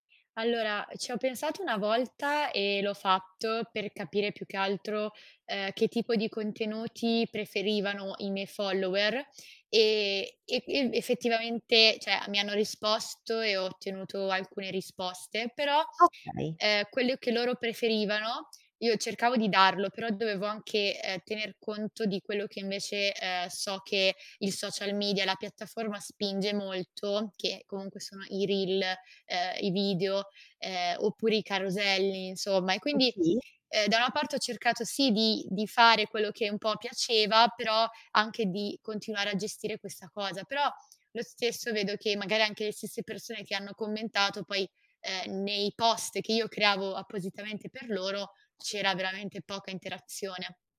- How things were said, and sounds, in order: in English: "follower"; "cioè" said as "ceh"; other background noise; in English: "post"
- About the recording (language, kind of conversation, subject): Italian, advice, Come posso superare il blocco creativo e la paura di pubblicare o mostrare il mio lavoro?
- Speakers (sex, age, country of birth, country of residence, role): female, 25-29, Italy, Italy, user; female, 30-34, Italy, Italy, advisor